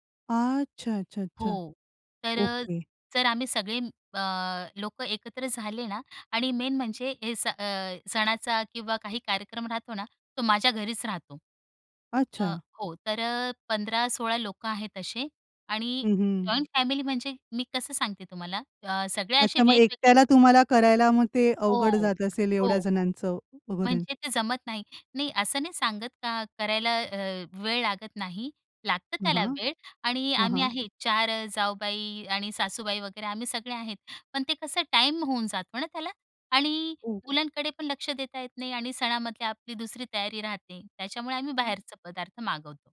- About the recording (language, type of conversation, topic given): Marathi, podcast, कुटुंबातील खाद्य परंपरा कशी बदलली आहे?
- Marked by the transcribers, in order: in English: "मेन"; in English: "जॉइंट फॅमिली"